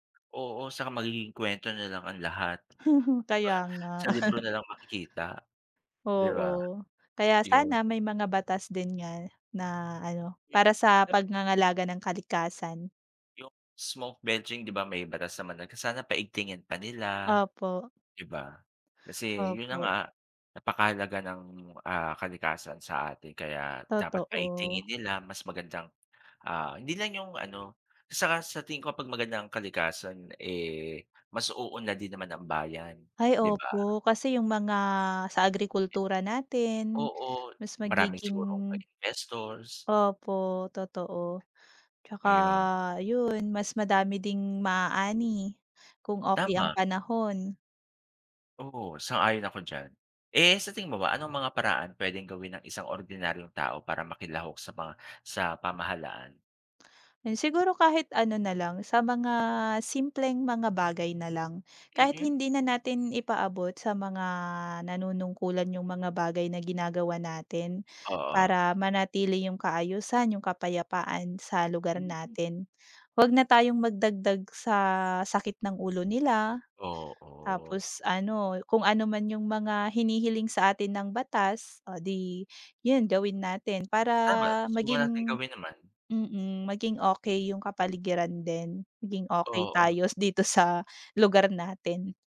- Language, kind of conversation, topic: Filipino, unstructured, Bakit mahalaga ang pakikilahok ng mamamayan sa pamahalaan?
- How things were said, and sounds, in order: other background noise; chuckle; tapping; chuckle; in English: "smoke belching"